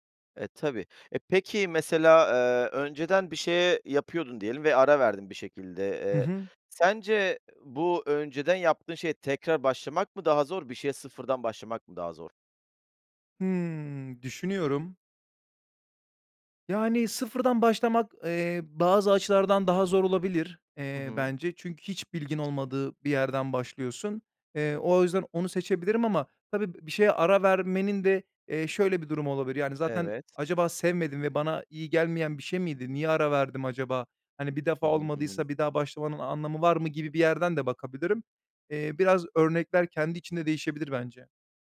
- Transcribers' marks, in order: other background noise; tapping
- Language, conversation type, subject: Turkish, podcast, Yeni bir şeye başlamak isteyenlere ne önerirsiniz?